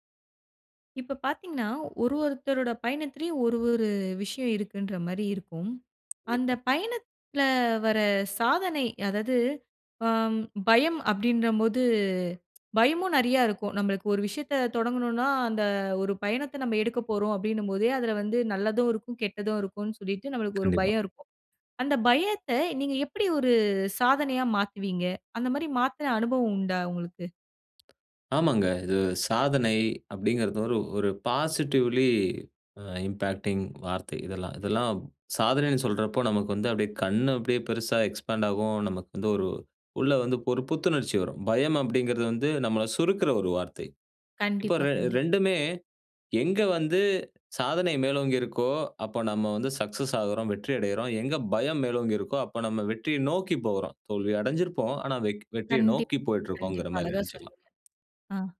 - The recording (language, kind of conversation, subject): Tamil, podcast, பயத்தை சாதனையாக மாற்றிய அனுபவம் உண்டா?
- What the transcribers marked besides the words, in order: other noise; tapping; in English: "பாசிட்டிவ்லி அ இம்பாக்டிங்"; in English: "எக்ஸ்பாண்ட்டாகும்"; in English: "சக்சஸ்"; other background noise